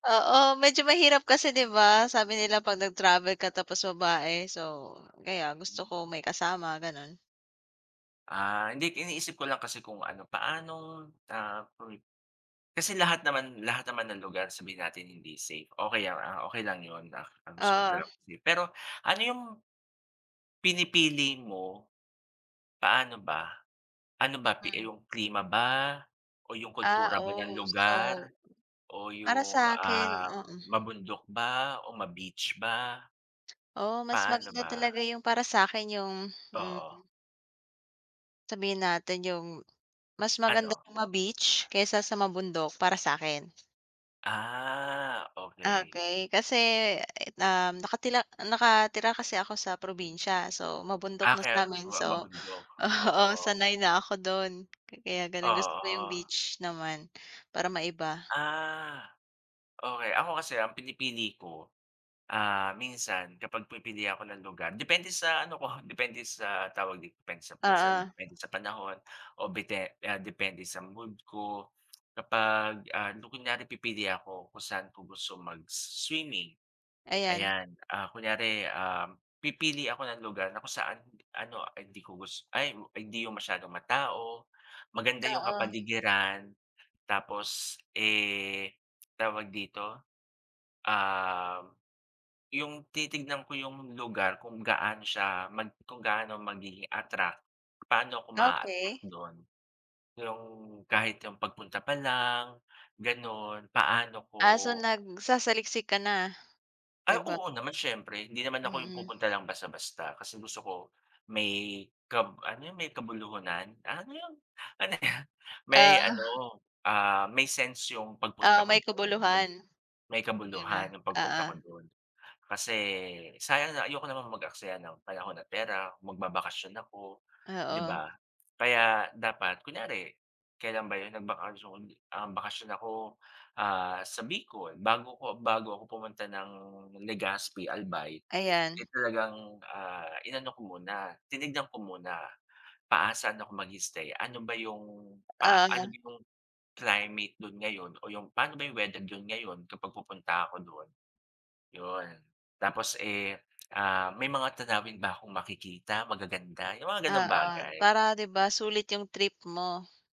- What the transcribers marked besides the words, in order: joyful: "Oo, medyo mahirap kasi 'di … ka tapos babae"; tapping; other background noise; drawn out: "Ah"; laughing while speaking: "oo"; drawn out: "Ah"; "kabuluhan" said as "kabuluhunan"; laughing while speaking: "Ah"; laughing while speaking: "Ano 'yon?"
- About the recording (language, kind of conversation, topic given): Filipino, unstructured, Saan mo gustong magbakasyon kung magkakaroon ka ng pagkakataon?